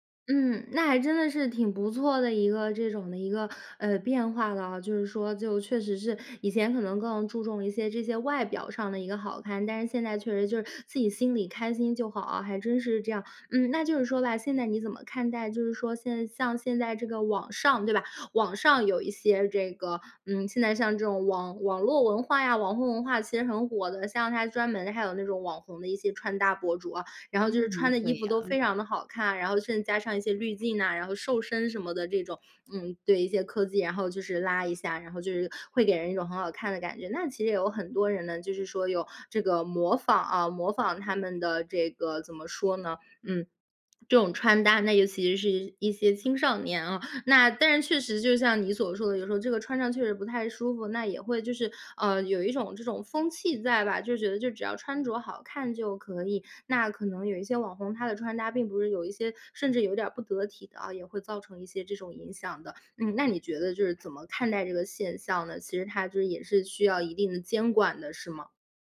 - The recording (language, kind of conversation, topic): Chinese, podcast, 你怎么在舒服和好看之间找平衡？
- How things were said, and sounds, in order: other background noise; lip smack